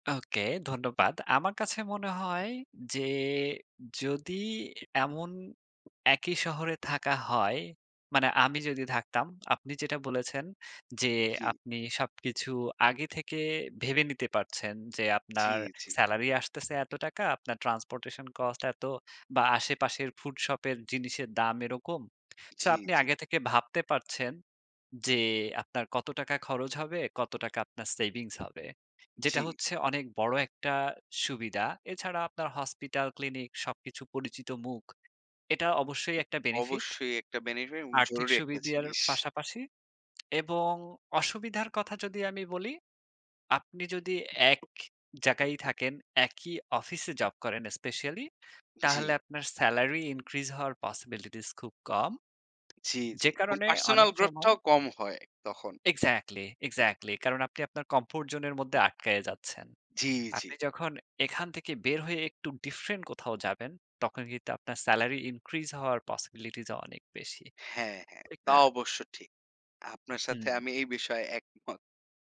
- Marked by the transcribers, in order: tapping; "সুবিধার" said as "সুবিধইয়ার"; lip smack; in English: "increase"; in English: "increase"; laughing while speaking: "একমত"
- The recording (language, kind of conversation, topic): Bengali, unstructured, আপনি কি সারাজীবন একই শহরে থাকতে চান, নাকি বিভিন্ন দেশে ঘুরে বেড়াতে চান?